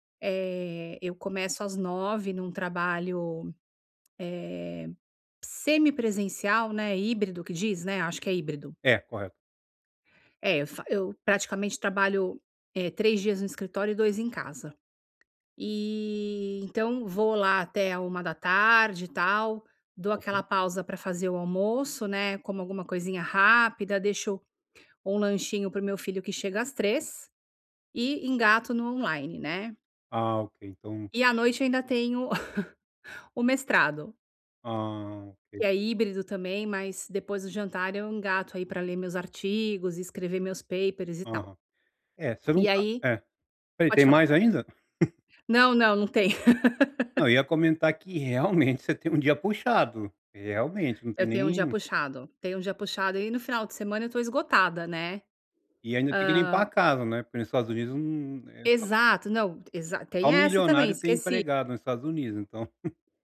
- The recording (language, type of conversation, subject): Portuguese, advice, Por que me sinto culpado ou ansioso ao tirar um tempo livre?
- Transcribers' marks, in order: tapping; chuckle; in English: "papers"; chuckle; laugh; laughing while speaking: "realmente, você tem um dia"; chuckle